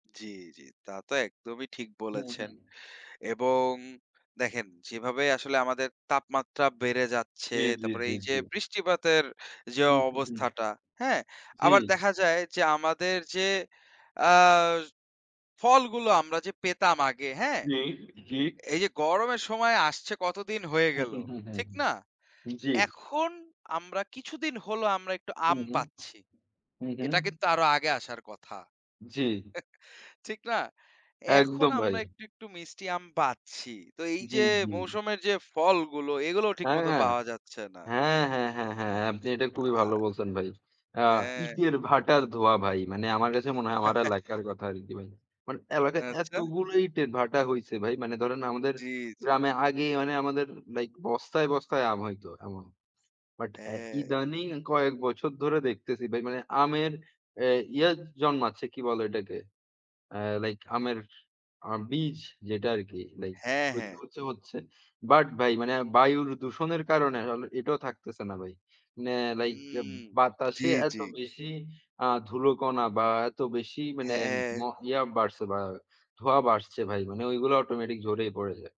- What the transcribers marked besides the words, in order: chuckle; chuckle
- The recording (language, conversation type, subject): Bengali, unstructured, জলবায়ু পরিবর্তন আমাদের দৈনন্দিন জীবনে কীভাবে প্রভাব ফেলে?